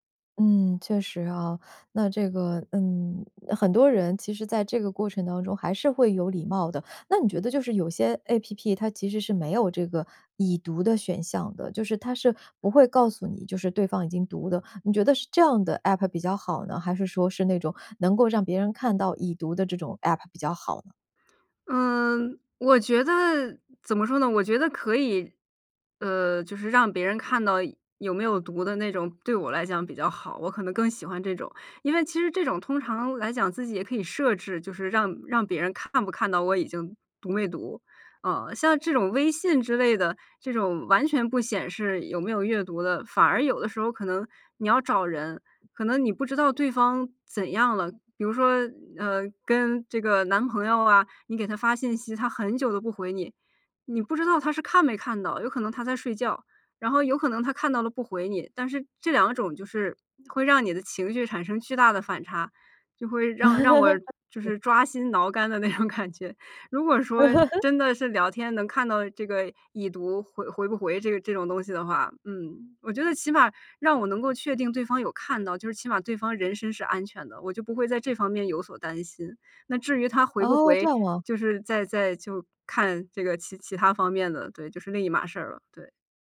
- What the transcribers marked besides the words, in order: other background noise; laugh; unintelligible speech; laughing while speaking: "那种感觉"; laugh
- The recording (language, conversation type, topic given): Chinese, podcast, 看到对方“已读不回”时，你通常会怎么想？